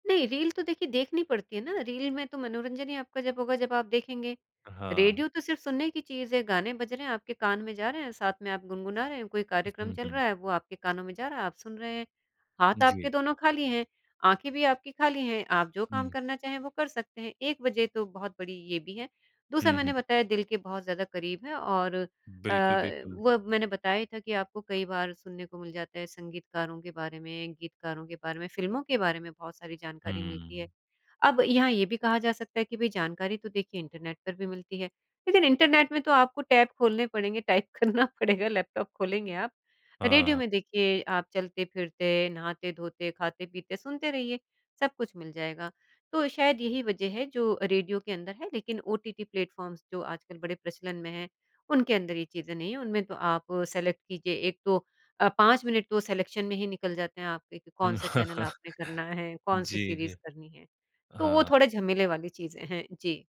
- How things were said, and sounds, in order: tapping; in English: "टेब"; in English: "टाइप"; laughing while speaking: "करना पड़ेगा"; in English: "ओटीटी प्लेटफॉर्म्स"; in English: "सेलेक्ट"; in English: "सिलेक्शन"; chuckle
- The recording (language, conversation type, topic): Hindi, podcast, क्या कोई ऐसी रुचि है जिसने आपकी ज़िंदगी बदल दी हो?